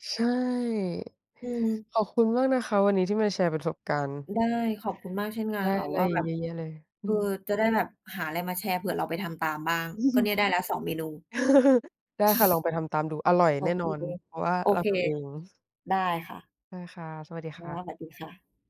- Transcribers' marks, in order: chuckle; other background noise; laugh; chuckle
- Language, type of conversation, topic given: Thai, unstructured, กิจกรรมใดช่วยให้คุณรู้สึกผ่อนคลายมากที่สุด?